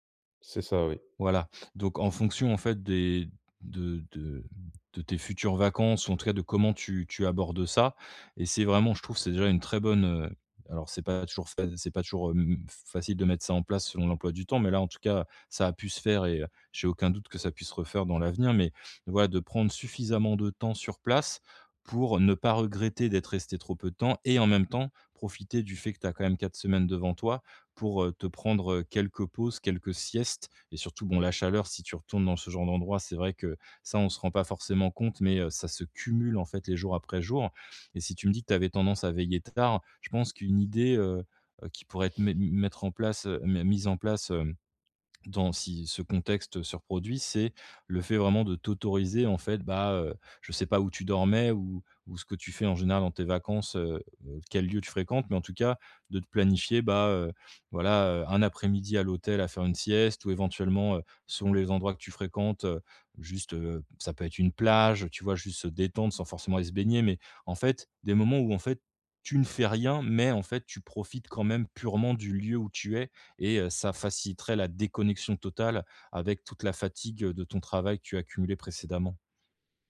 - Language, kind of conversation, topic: French, advice, Comment gérer la fatigue et la surcharge pendant les vacances sans rater les fêtes ?
- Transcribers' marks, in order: stressed: "cumule"